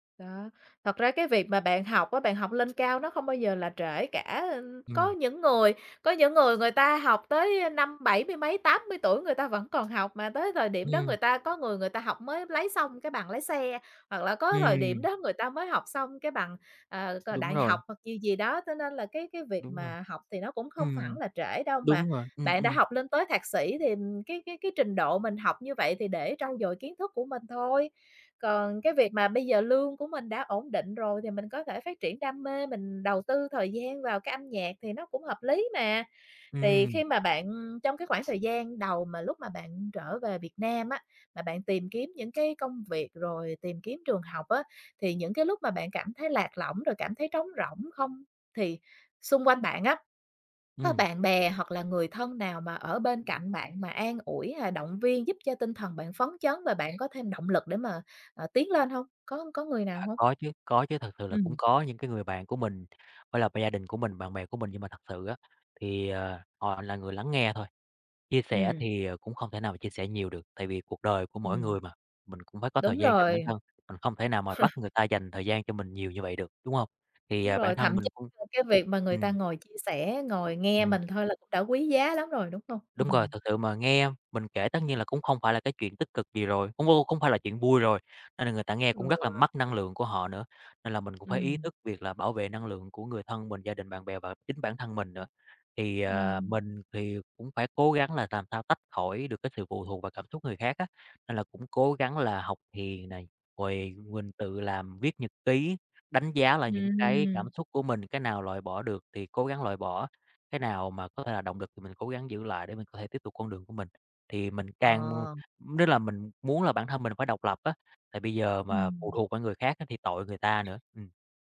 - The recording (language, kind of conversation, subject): Vietnamese, podcast, Bạn có thể kể về lần bạn đã dũng cảm nhất không?
- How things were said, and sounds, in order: other background noise; tapping; chuckle